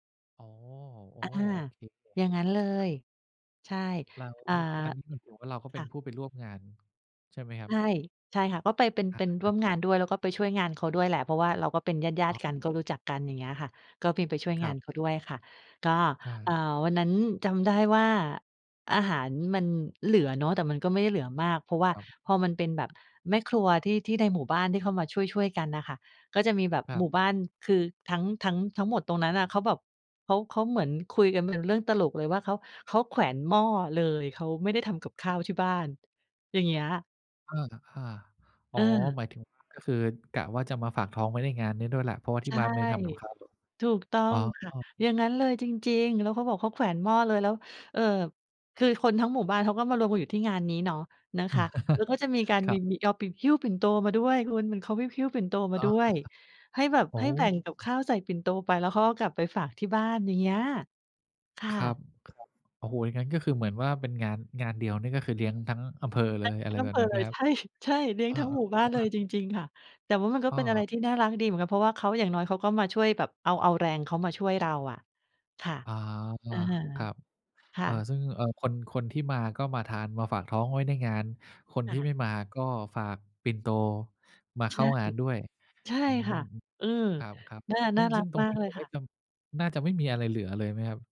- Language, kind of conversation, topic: Thai, podcast, เวลาเหลืออาหารจากงานเลี้ยงหรืองานพิธีต่าง ๆ คุณจัดการอย่างไรให้ปลอดภัยและไม่สิ้นเปลือง?
- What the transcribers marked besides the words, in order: chuckle; laughing while speaking: "ใช่ ๆ"